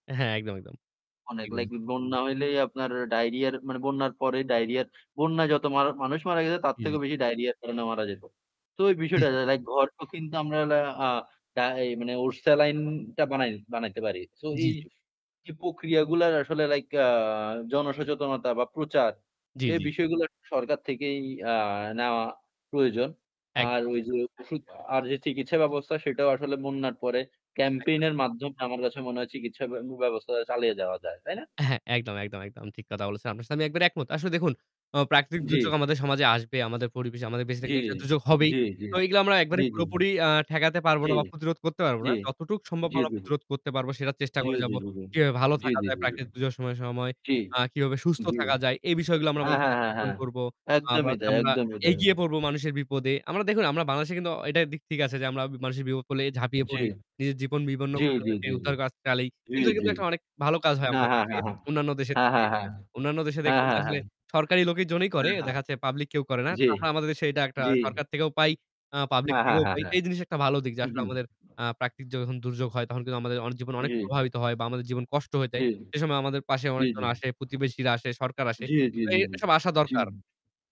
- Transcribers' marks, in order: static; unintelligible speech; unintelligible speech; other background noise; distorted speech; in English: "campaign"; "দূর্যোগ" said as "দুযোগ"; "দূর্যোগের" said as "দূযোর"; "আবার" said as "আবা"; "বিপদ" said as "বিপপ"; "চালাই" said as "চালি"; "লোকের" said as "লোকি"; "যখন" said as "যন"
- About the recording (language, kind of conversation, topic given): Bengali, unstructured, প্রাকৃতিক দুর্যোগ আমাদের জীবনকে কীভাবে প্রভাবিত করে?